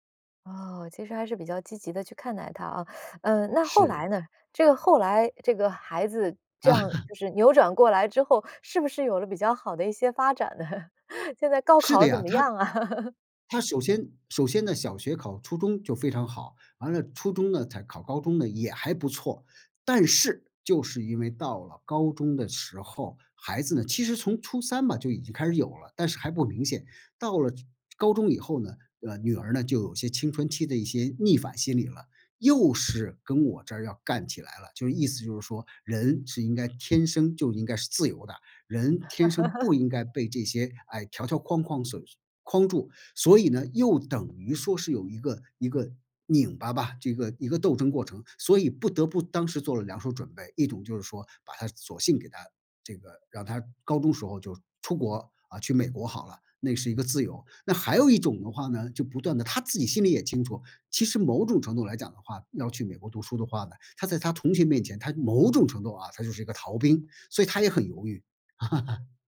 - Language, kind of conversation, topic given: Chinese, podcast, 你怎么看待当前的应试教育现象？
- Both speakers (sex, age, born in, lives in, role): female, 45-49, China, United States, host; male, 55-59, China, United States, guest
- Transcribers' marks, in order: laugh; laughing while speaking: "呢？"; laugh; tapping; laugh; laugh